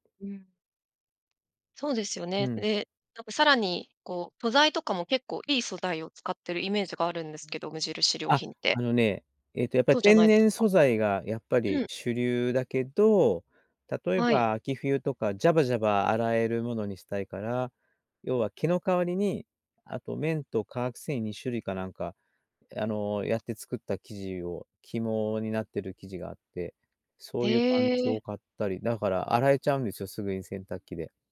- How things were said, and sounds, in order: unintelligible speech
- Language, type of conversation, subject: Japanese, podcast, 今の服の好みはどうやって決まった？